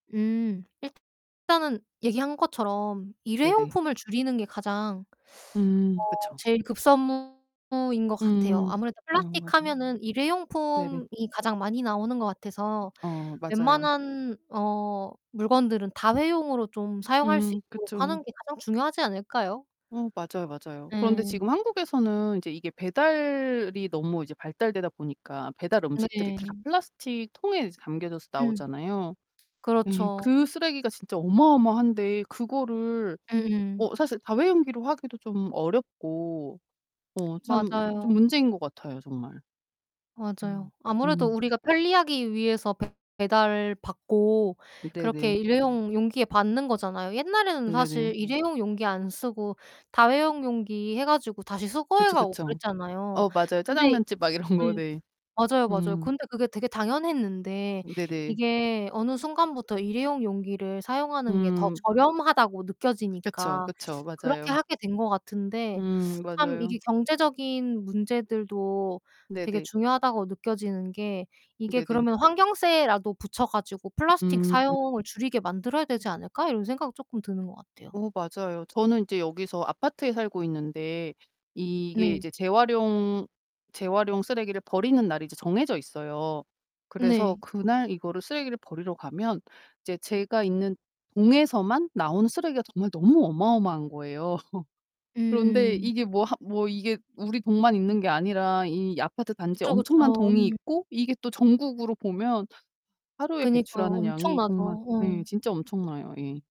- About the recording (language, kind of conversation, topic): Korean, unstructured, 플라스틱 쓰레기가 바다에 어떤 영향을 미치나요?
- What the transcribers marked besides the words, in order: other background noise; distorted speech; tapping; laughing while speaking: "이런"; laugh